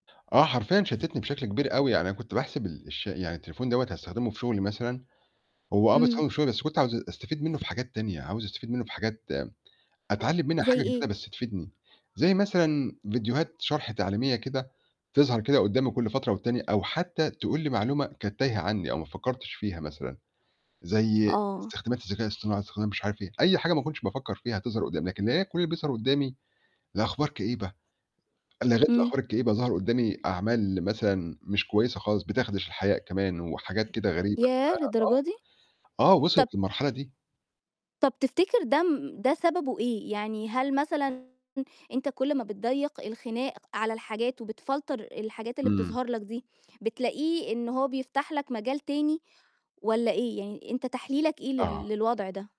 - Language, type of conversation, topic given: Arabic, podcast, إزاي تقدر تدير وقتك قدّام شاشة الموبايل كل يوم؟
- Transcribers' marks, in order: static; other background noise; unintelligible speech; distorted speech; in English: "وبتفلتر"